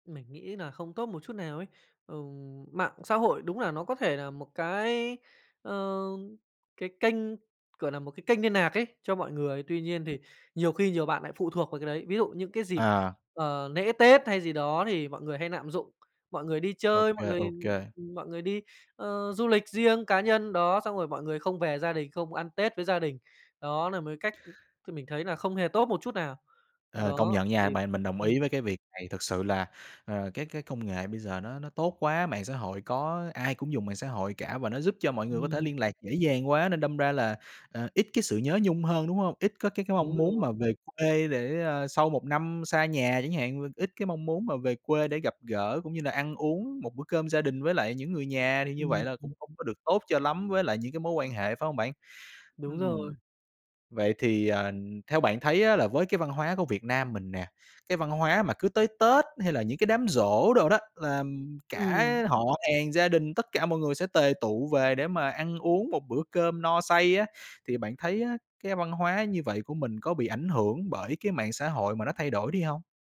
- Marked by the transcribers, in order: "lễ" said as "nễ"; other background noise
- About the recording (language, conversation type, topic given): Vietnamese, podcast, Bạn nghĩ mạng xã hội đã thay đổi cách bạn giữ liên lạc với mọi người như thế nào?
- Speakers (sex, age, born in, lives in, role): male, 25-29, Vietnam, Japan, guest; male, 25-29, Vietnam, Vietnam, host